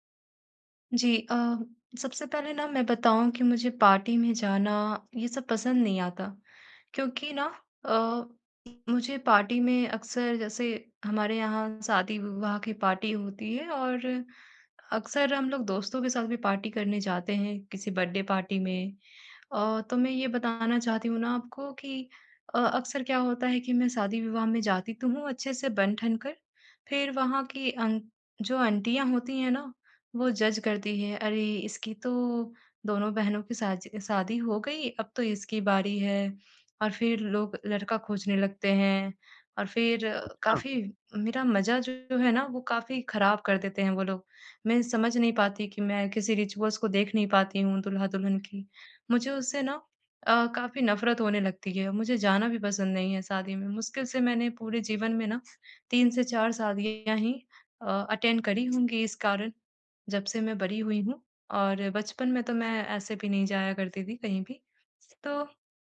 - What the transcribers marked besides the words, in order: in English: "पार्टी"; in English: "पार्टी"; in English: "पार्टी"; in English: "पार्टी"; in English: "बर्थडे पार्टी"; in English: "जज़"; in English: "रिचुअल्स"; in English: "अटेंड"; other background noise
- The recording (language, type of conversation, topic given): Hindi, advice, पार्टी में सामाजिक दबाव और असहजता से कैसे निपटूँ?